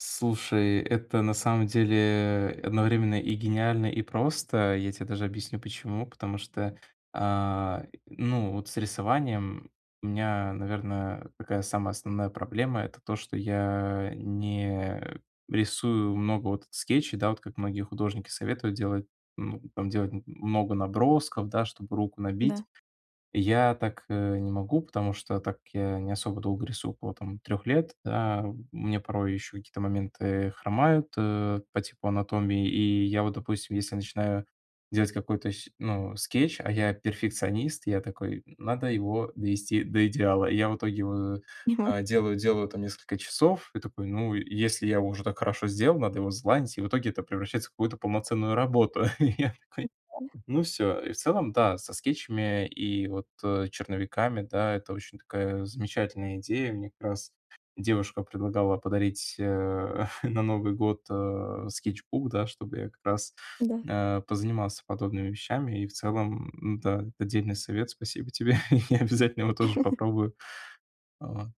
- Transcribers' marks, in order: tapping; other background noise; laughing while speaking: "Понимаю"; alarm; unintelligible speech; laugh; laughing while speaking: "И я такой"; chuckle; laughing while speaking: "тебе. Я обязательно его тоже"; chuckle
- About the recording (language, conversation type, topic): Russian, advice, Как мне справиться с творческим беспорядком и прокрастинацией?